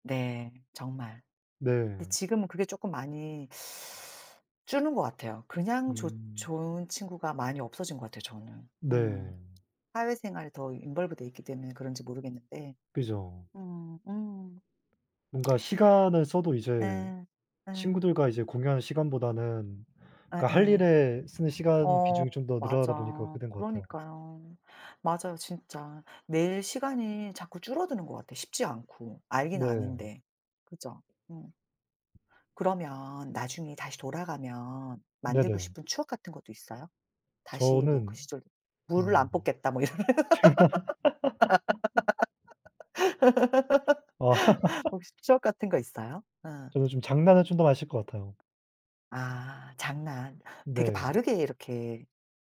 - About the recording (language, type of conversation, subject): Korean, unstructured, 어린 시절 친구들과의 추억 중 가장 즐거웠던 기억은 무엇인가요?
- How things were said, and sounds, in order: teeth sucking; other background noise; in English: "involve"; laugh; laughing while speaking: "뭐 이런"; laugh; laughing while speaking: "아"; laugh; tapping